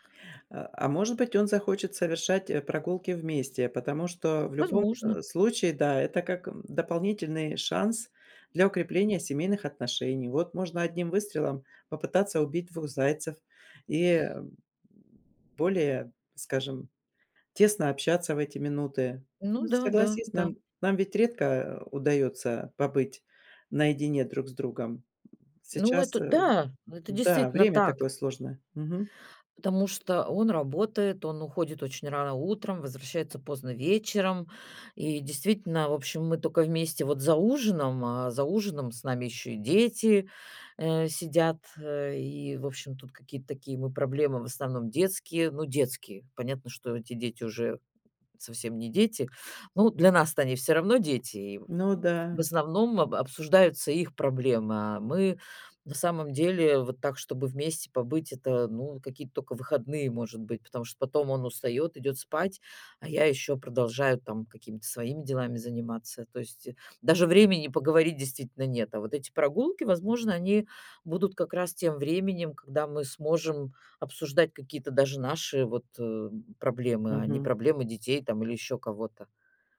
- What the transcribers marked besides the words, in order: tapping
- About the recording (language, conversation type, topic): Russian, advice, Что делать, если я не могу расслабить тело и напряжение не проходит?